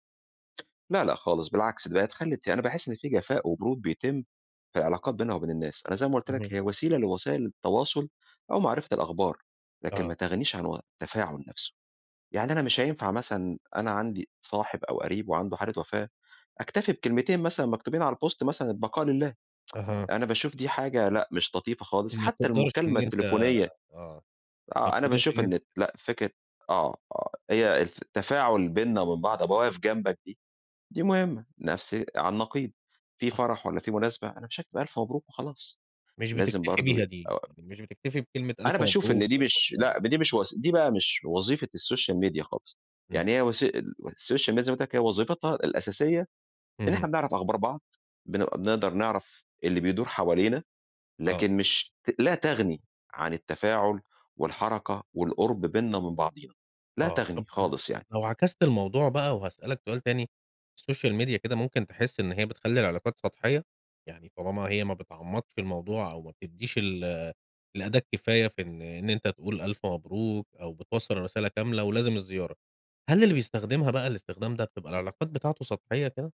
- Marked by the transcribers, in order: tapping; in English: "الpost"; tsk; unintelligible speech; unintelligible speech; in English: "السوشيال ميديا"; in English: "السوشيال ميديا"; in English: "السوشيال ميديا"
- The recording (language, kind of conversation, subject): Arabic, podcast, إيه دور السوشيال ميديا في علاقاتك اليومية؟